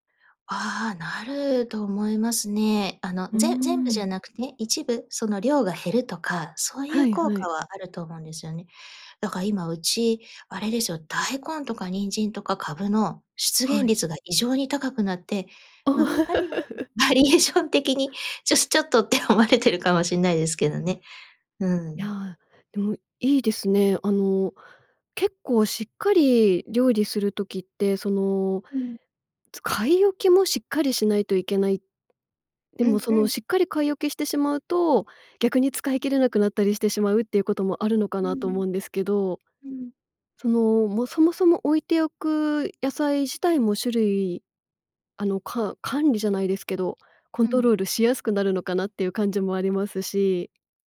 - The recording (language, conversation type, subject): Japanese, podcast, 食材の無駄を減らすために普段どんな工夫をしていますか？
- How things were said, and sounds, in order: laughing while speaking: "バリエーション的にちょし ちょっとって思われてるかも"; chuckle; other noise